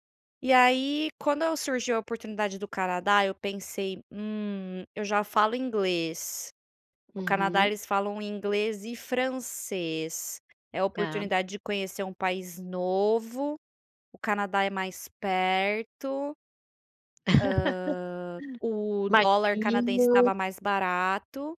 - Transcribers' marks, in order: tapping; laugh
- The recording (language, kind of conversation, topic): Portuguese, podcast, Qual foi uma experiência de adaptação cultural que marcou você?